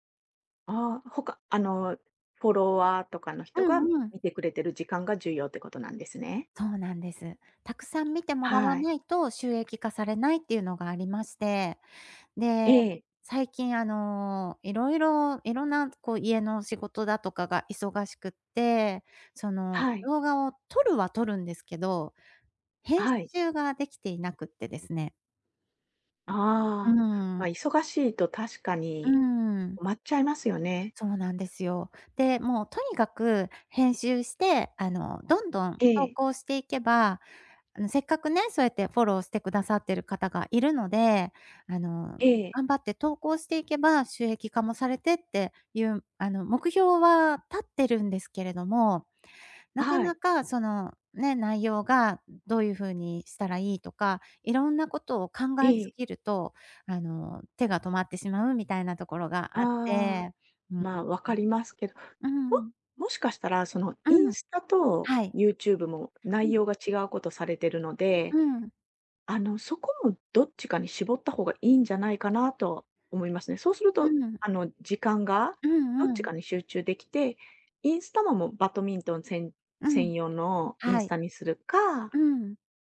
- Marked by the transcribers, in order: in English: "フォロワー"; in English: "フォロー"; unintelligible speech; "バドミントン" said as "ばとみんとん"
- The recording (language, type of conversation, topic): Japanese, advice, 期待した売上が出ず、自分の能力に自信が持てません。どうすればいいですか？